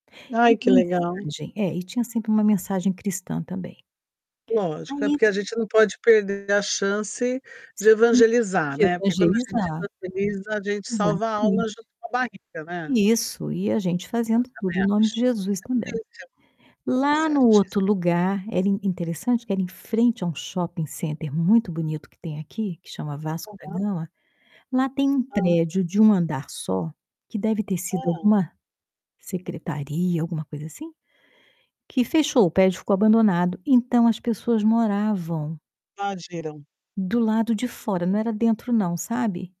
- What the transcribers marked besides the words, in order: distorted speech; tapping; static; other background noise; unintelligible speech
- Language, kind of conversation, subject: Portuguese, podcast, Como usar sopas e caldos para confortar as pessoas?